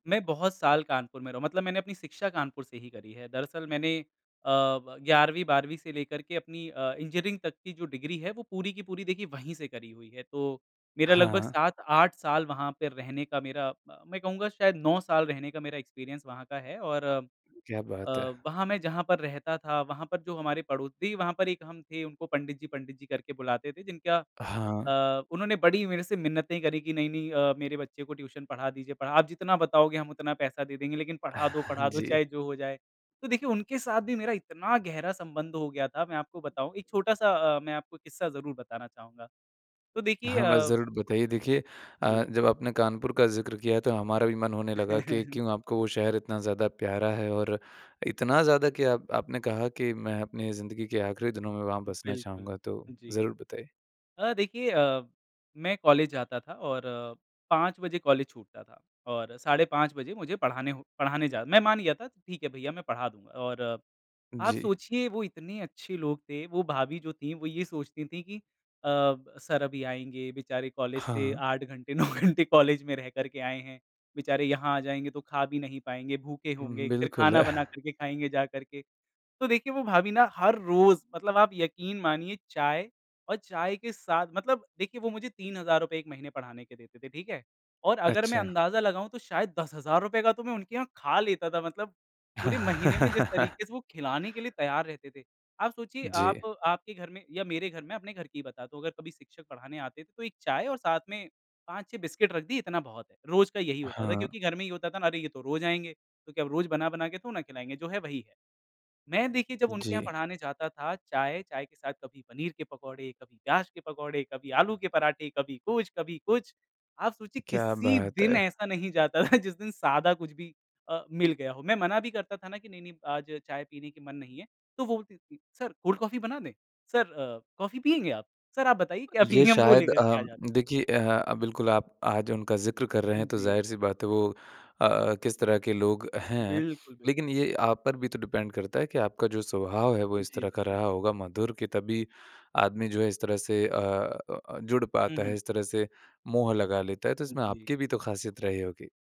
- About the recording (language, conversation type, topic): Hindi, podcast, किस जगह के लोगों ने आपको घर जैसा महसूस कराया, और कैसे?
- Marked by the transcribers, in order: in English: "एक्सपीरियंस"; chuckle; chuckle; laughing while speaking: "नौ घंटे"; laughing while speaking: "बिल्कुल"; chuckle; laughing while speaking: "था"; in English: "कोल्ड"; laughing while speaking: "क्या पिएँगे"; in English: "डिपेंड"